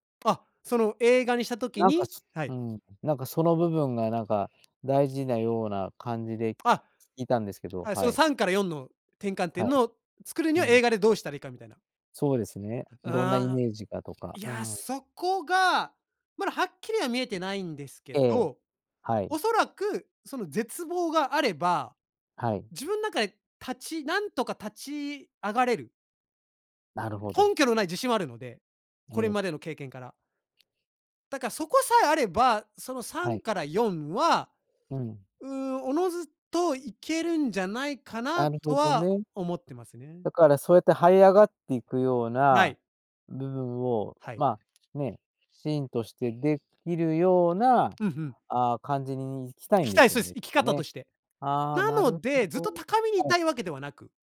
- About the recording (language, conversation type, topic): Japanese, podcast, 自分の人生を映画にするとしたら、主題歌は何ですか？
- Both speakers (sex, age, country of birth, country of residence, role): male, 35-39, Japan, Japan, guest; male, 60-64, Japan, Japan, host
- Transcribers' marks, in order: other background noise; other noise; tapping